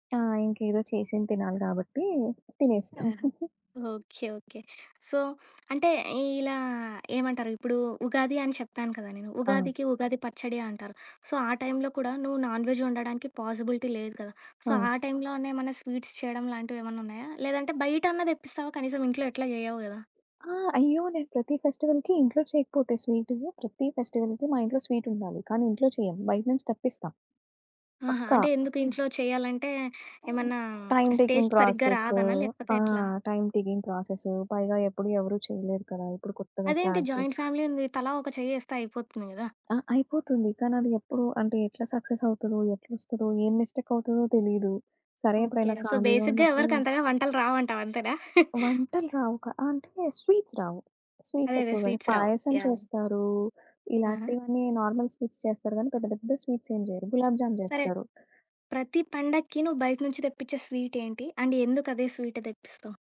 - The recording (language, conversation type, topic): Telugu, podcast, ఏ పండుగ వంటకాలు మీకు ప్రత్యేకంగా ఉంటాయి?
- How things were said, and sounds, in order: chuckle; in English: "సో"; other background noise; in English: "సో"; in English: "నాన్‌వెజ్"; in English: "పాసిబిలిటీ"; in English: "సో"; in English: "స్వీట్స్"; in English: "ఫెస్టివల్‌కి"; in English: "ఫెస్టివల్‌కి"; in English: "టైమ్ టేకింగ్"; in English: "టేస్ట్"; in English: "టైమ్ టేకింగ్"; in English: "స్టార్ట్"; in English: "జాయింట్ ఫ్యామిలీ"; in English: "సక్సెస్"; in English: "మిస్టేక్"; in English: "సో, బేసిక్‌గా"; chuckle; in English: "స్వీట్స్"; in English: "స్వీట్స్"; in English: "స్వీట్స్"; tapping; in English: "నార్మల్ స్వీట్స్"; in English: "స్వీట్స్"; in English: "అండ్"